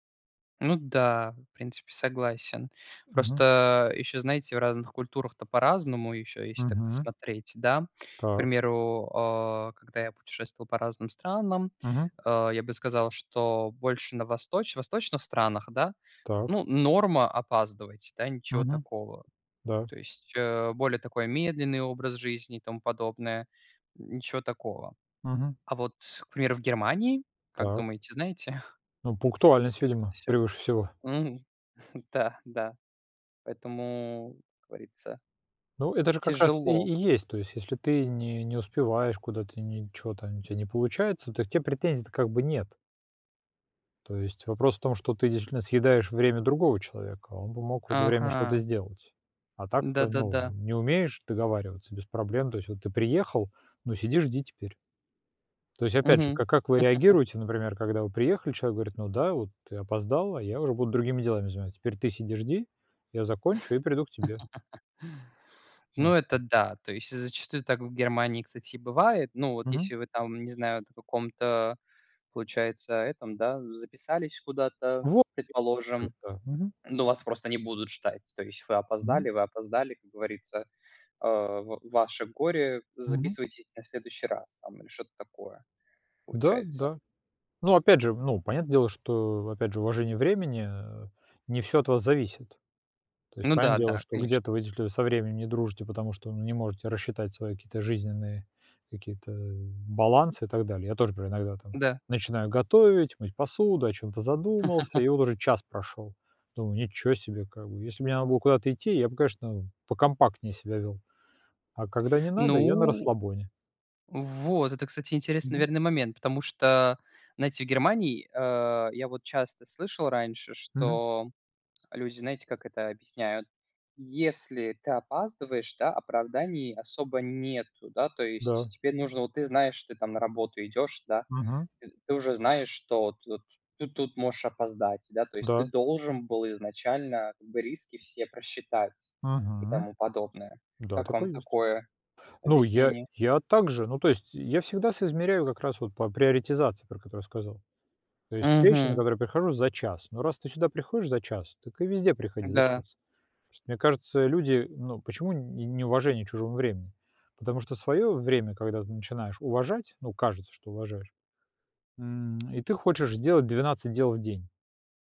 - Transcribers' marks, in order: tapping; other background noise; chuckle; chuckle; chuckle; laugh; other noise; unintelligible speech; chuckle; stressed: "уважать"
- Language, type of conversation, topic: Russian, unstructured, Почему люди не уважают чужое время?